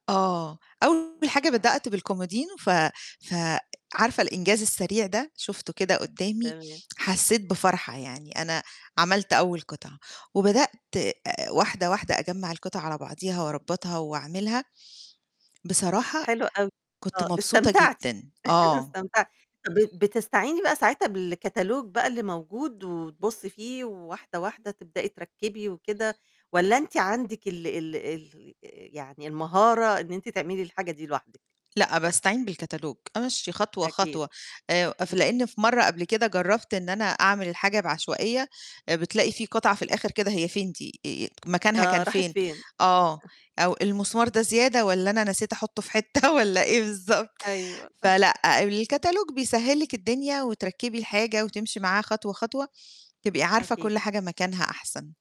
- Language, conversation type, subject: Arabic, podcast, بتحس إن فيه وصمة لما تطلب مساعدة؟ ليه؟
- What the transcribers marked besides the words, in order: distorted speech; chuckle; chuckle; laughing while speaking: "حتّة والَّا إيه بالضبط"; chuckle